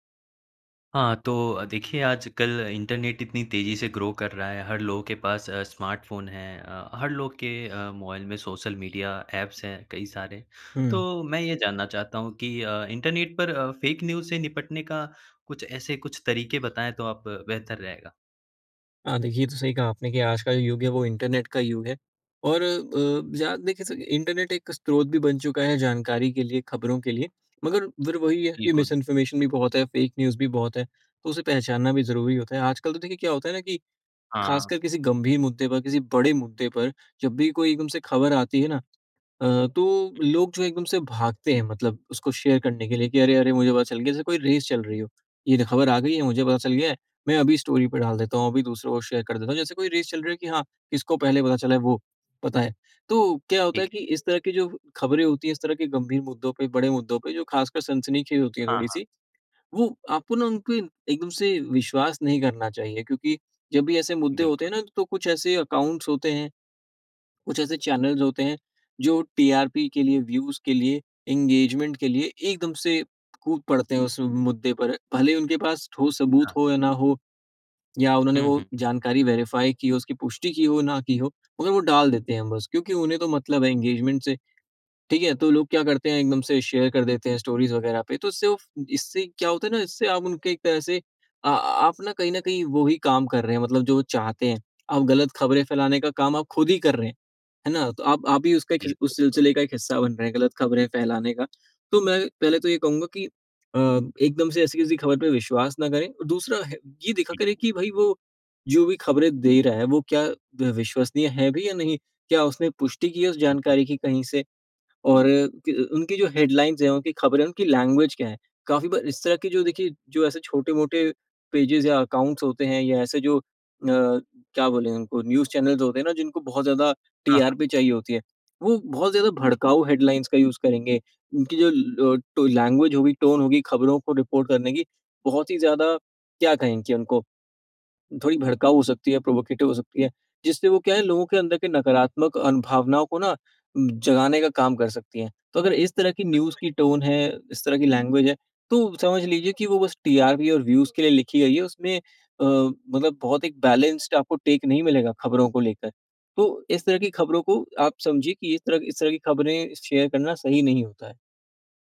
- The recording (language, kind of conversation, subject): Hindi, podcast, इंटरनेट पर फेक न्यूज़ से निपटने के तरीके
- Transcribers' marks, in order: in English: "ग्रो"; in English: "स्मार्टफ़ोन"; other background noise; in English: "एप्स"; in English: "फ़ेक न्यूज़"; in English: "मिसइन्फॉर्मेशन"; in English: "फ़ेक न्यूज़"; in English: "शेयर"; in English: "रेस"; in English: "स्टोरी"; in English: "शेयर"; in English: "अकाउंट्स"; in English: "चैनल्स"; in English: "टीआरपी"; in English: "व्यूज़"; in English: "इंगेजमेंट"; in English: "वेरिफ़ाई"; in English: "इंगेजमेंट"; in English: "शेयर"; in English: "स्टोरीज़"; in English: "हेडलाइंस"; in English: "लैंग्वेज"; in English: "पेजेज़"; in English: "अकाउंट्स"; in English: "न्यूज़ चैनल्स"; in English: "टीआरपी"; in English: "हेडलाइंस"; in English: "यूज़"; in English: "लैंग्वेज"; in English: "टोन"; in English: "रिपोर्ट"; in English: "प्रोवोकेटिव"; in English: "न्यूज़"; in English: "टोन"; in English: "लैंग्वेज"; in English: "टीआरपी"; in English: "व्यूज़"; in English: "बैलेंस्ड टेक"; in English: "शेयर"